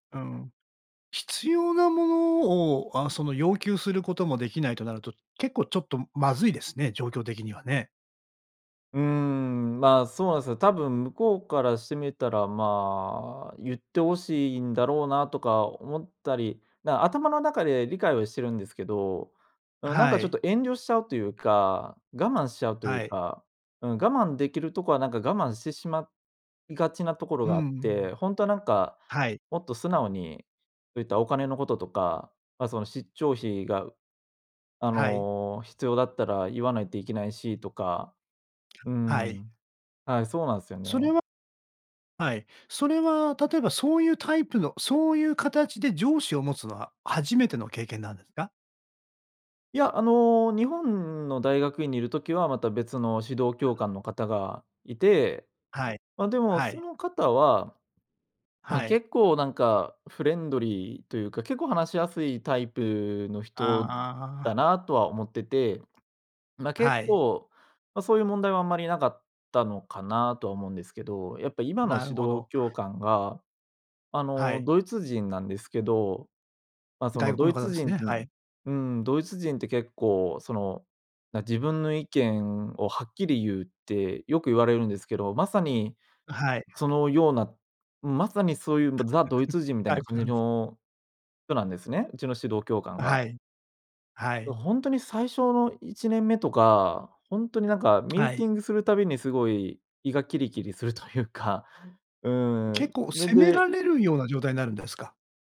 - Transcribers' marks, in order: chuckle; lip smack; laughing while speaking: "するというか"
- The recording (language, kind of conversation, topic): Japanese, advice, 上司や同僚に自分の意見を伝えるのが怖いのはなぜですか？